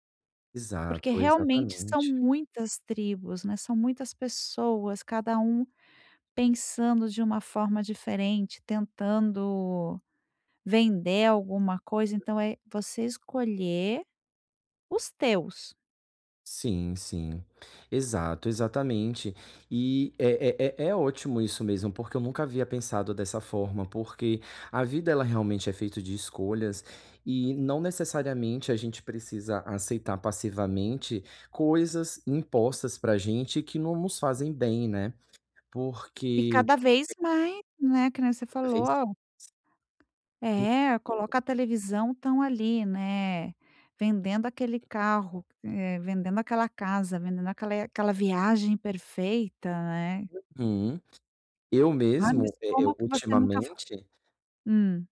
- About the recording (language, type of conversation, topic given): Portuguese, advice, Como posso lidar com a pressão social ao tentar impor meus limites pessoais?
- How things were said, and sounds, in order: other noise; tapping